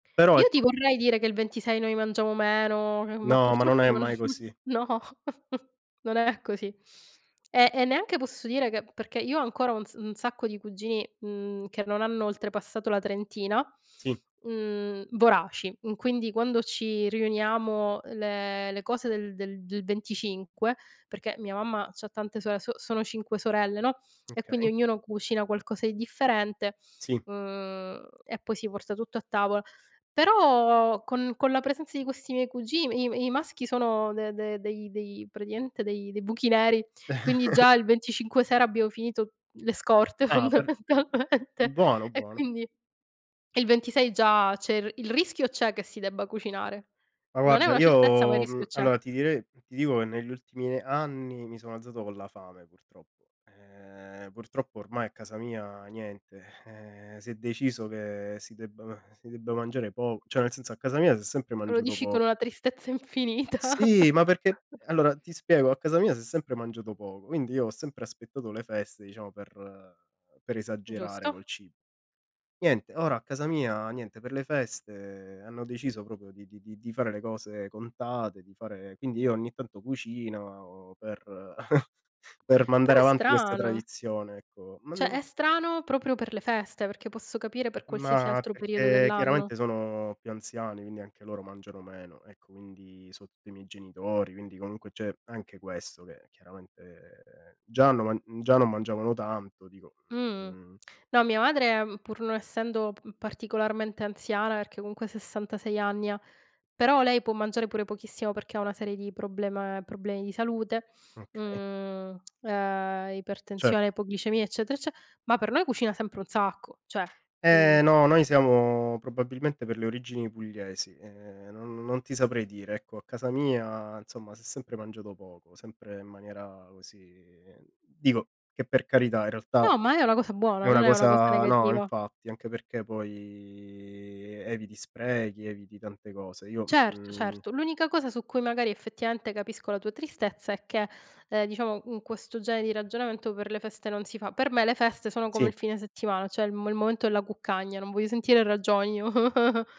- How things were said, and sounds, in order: giggle; chuckle; laughing while speaking: "fondamentalmente"; laughing while speaking: "infinita"; chuckle; chuckle; chuckle
- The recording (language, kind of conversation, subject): Italian, unstructured, Qual è il cibo che ti fa pensare alle feste?